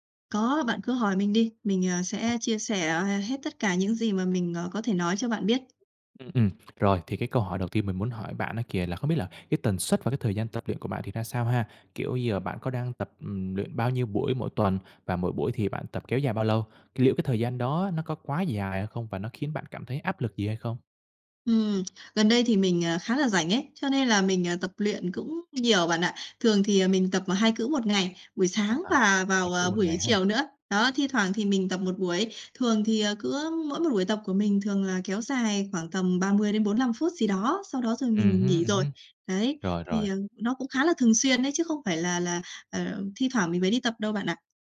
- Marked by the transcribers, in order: other background noise; tapping
- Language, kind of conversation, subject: Vietnamese, advice, Làm sao để lấy lại động lực tập luyện và không bỏ buổi vì chán?